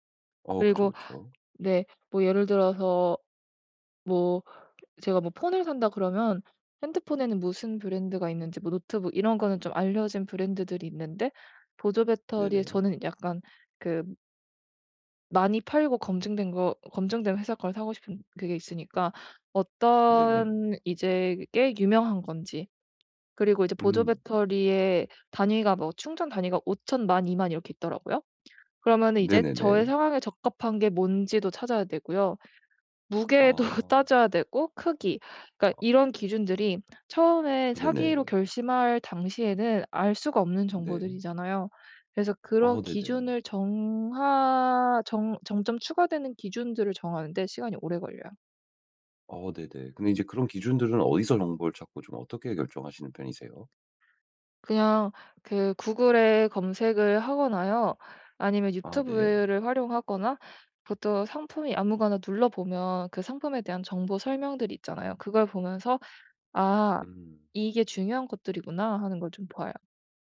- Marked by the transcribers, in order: tapping; laughing while speaking: "무게도"; other background noise
- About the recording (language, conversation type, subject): Korean, advice, 쇼핑할 때 결정을 미루지 않으려면 어떻게 해야 하나요?